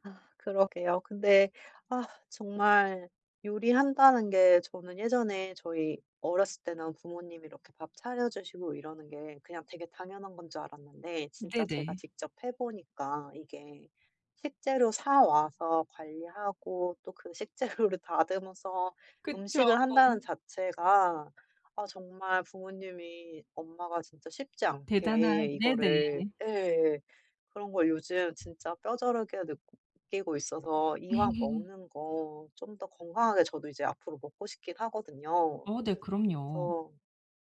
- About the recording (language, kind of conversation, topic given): Korean, advice, 요리에 자신감을 키우려면 어떤 작은 습관부터 시작하면 좋을까요?
- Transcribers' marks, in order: tapping; laughing while speaking: "식재료를"; other background noise; "뼈저리게" said as "뼈저르게"; laugh